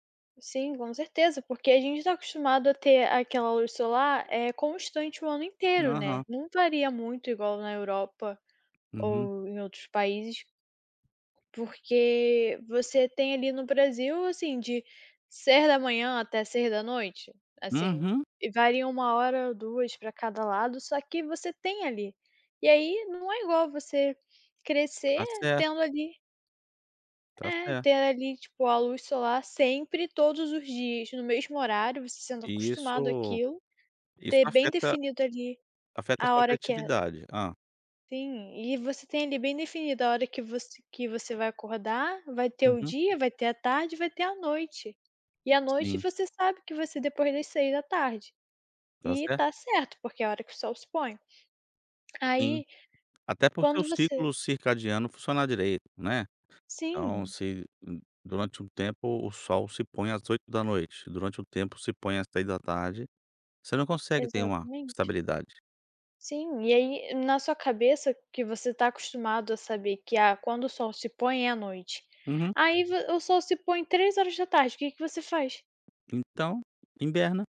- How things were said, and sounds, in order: tapping; "hiberna" said as "himberna"
- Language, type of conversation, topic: Portuguese, podcast, Como você mantém a criatividade quando bate um bloqueio criativo?